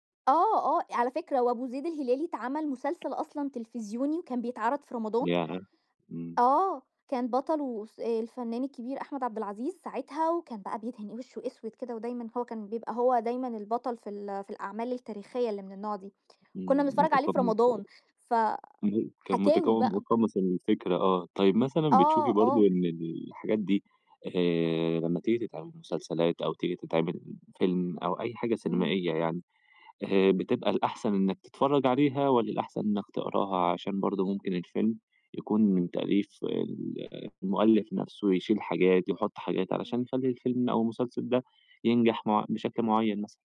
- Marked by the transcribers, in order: other background noise; tapping
- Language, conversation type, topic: Arabic, podcast, إيه الحكاية الشعبية أو الأسطورة اللي بتحبّها أكتر؟